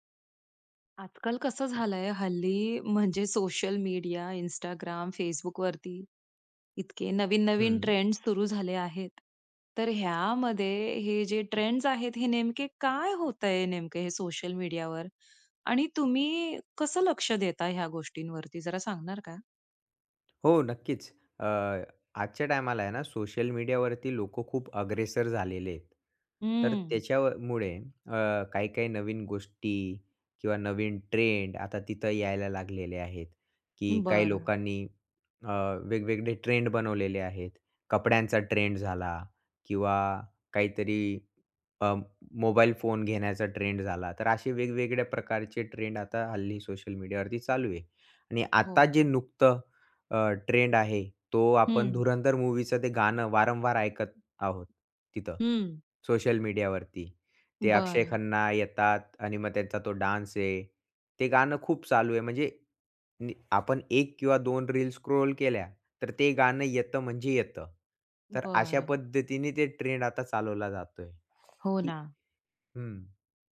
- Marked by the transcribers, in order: tapping; in English: "स्क्रोल"; other noise
- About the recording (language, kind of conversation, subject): Marathi, podcast, सोशल मीडियावर सध्या काय ट्रेंड होत आहे आणि तू त्याकडे लक्ष का देतोस?